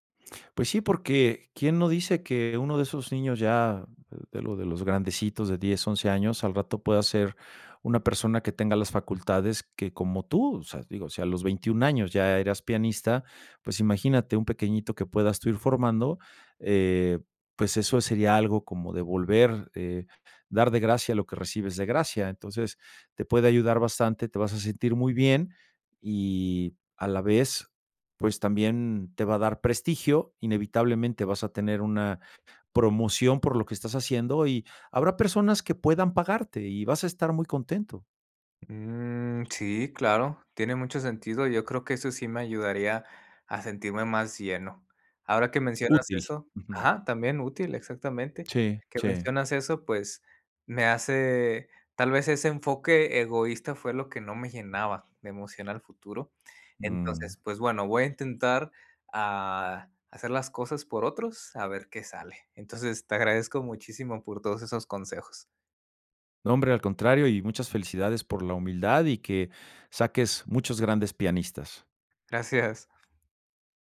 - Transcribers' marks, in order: tapping; laughing while speaking: "Gracias"
- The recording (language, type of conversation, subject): Spanish, advice, ¿Cómo puedo encontrarle sentido a mi trabajo diario si siento que no tiene propósito?